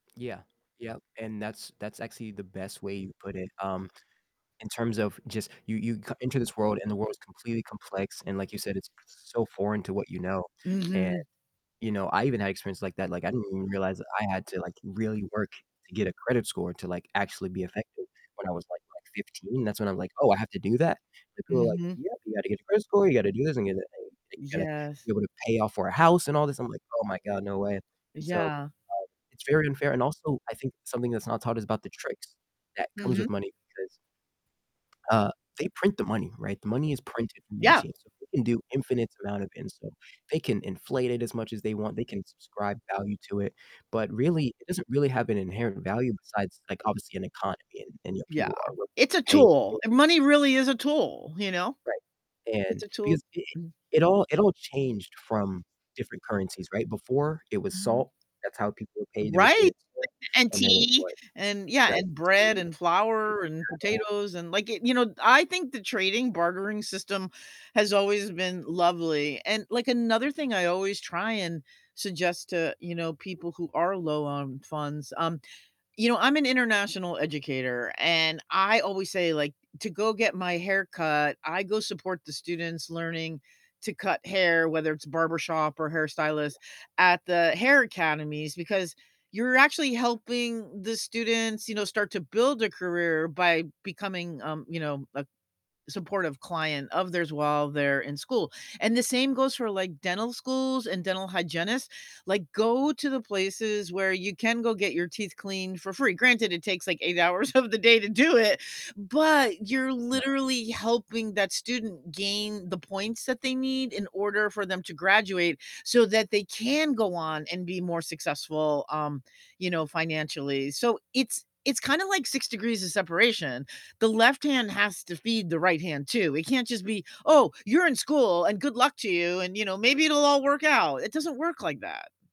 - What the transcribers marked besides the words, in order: distorted speech; unintelligible speech; laughing while speaking: "of the day"; stressed: "can"
- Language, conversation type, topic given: English, unstructured, What is one thing about money that you think is unfair?